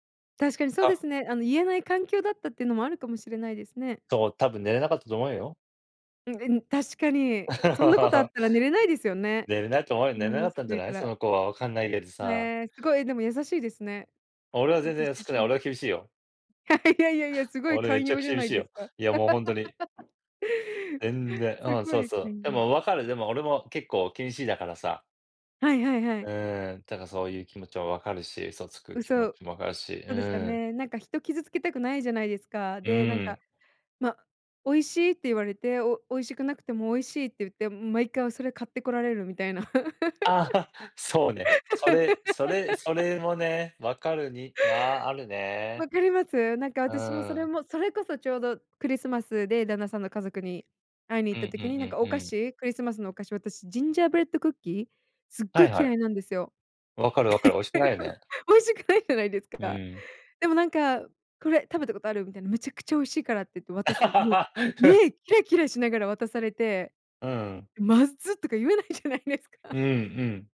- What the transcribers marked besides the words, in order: laugh; unintelligible speech; laughing while speaking: "はい"; laugh; laughing while speaking: "ああ"; laugh; chuckle; laughing while speaking: "美味しくないじゃないですか"; laugh; laughing while speaking: "じゃないですか"
- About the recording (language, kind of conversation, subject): Japanese, unstructured, あなたは嘘をつくことを正当化できると思いますか？